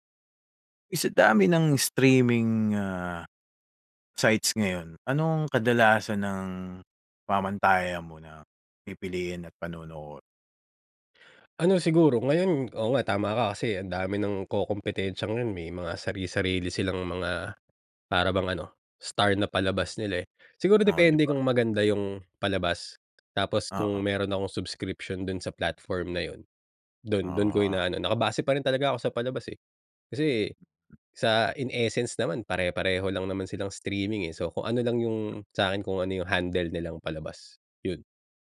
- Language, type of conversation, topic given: Filipino, podcast, Paano ka pumipili ng mga palabas na papanoorin sa mga platapormang pang-estriming ngayon?
- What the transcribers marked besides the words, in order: gasp; in English: "subscription"; in English: "in essence"; other noise; in English: "streaming"; in English: "handle"